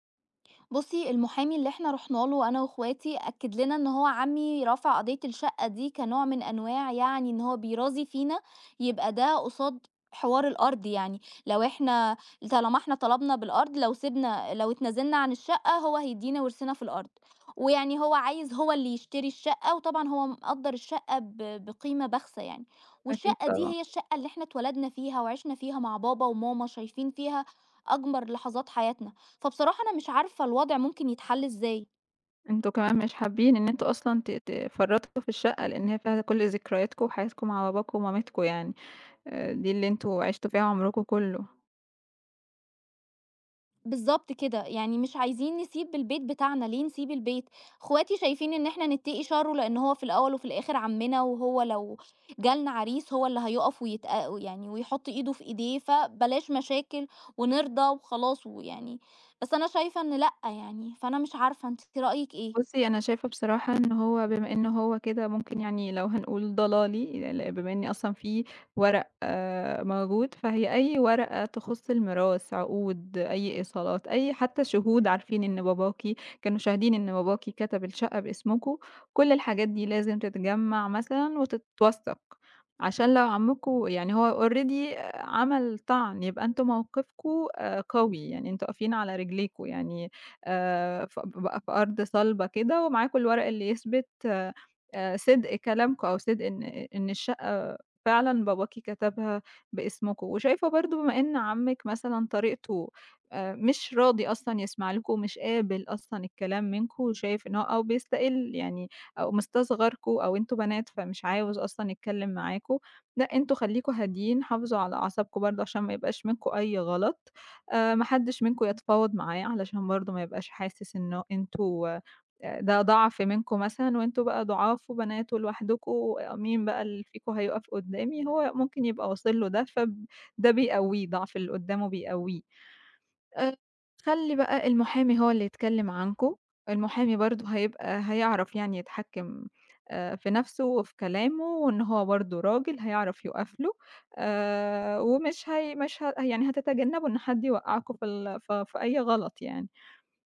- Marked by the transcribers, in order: in English: "already"
- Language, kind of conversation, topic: Arabic, advice, لما يحصل خلاف بينك وبين إخواتك على تقسيم الميراث أو ممتلكات العيلة، إزاي تقدروا توصلوا لحل عادل؟